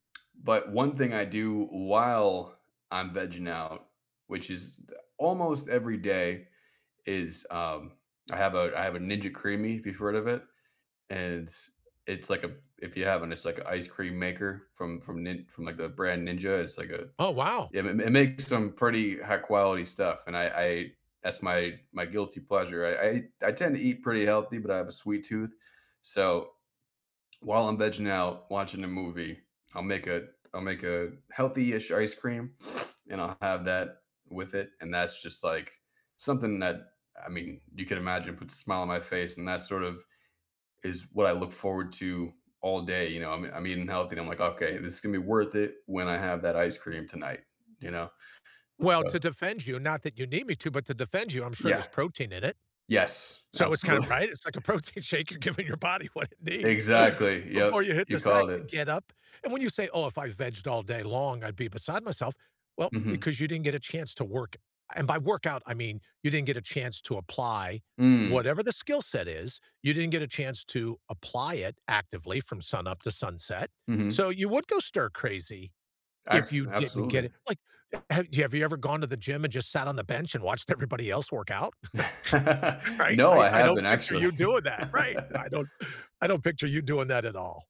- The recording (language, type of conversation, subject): English, unstructured, What is one thing you do every day that always makes you smile?
- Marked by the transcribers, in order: tapping; sniff; laughing while speaking: "absolutely"; laughing while speaking: "a protein shake, you're giving your body what it needs"; laughing while speaking: "everybody"; chuckle; laughing while speaking: "actually"; chuckle